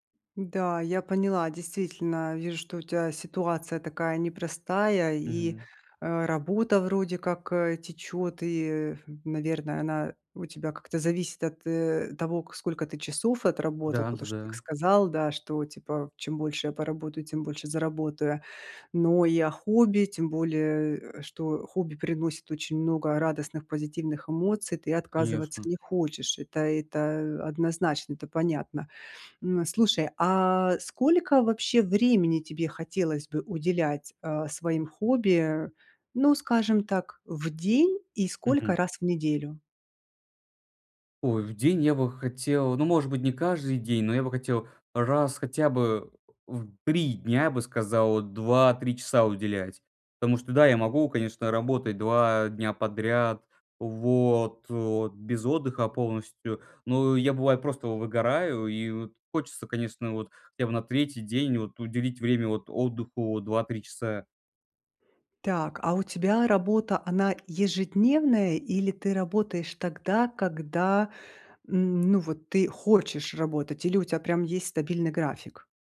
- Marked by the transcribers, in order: tapping
- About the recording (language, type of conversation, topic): Russian, advice, Как найти баланс между работой и личными увлечениями, если из-за работы не хватает времени на хобби?